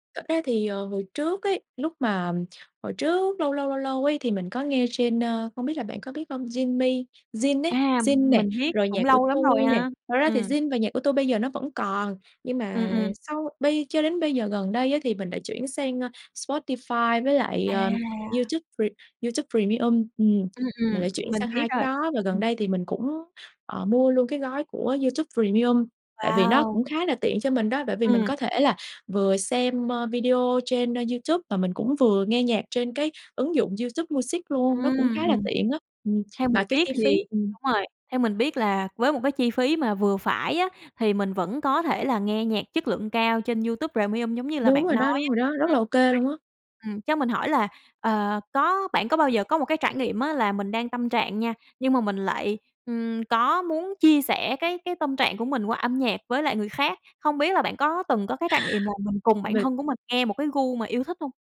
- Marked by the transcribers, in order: tapping
- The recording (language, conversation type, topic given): Vietnamese, podcast, Âm nhạc làm thay đổi tâm trạng bạn thế nào?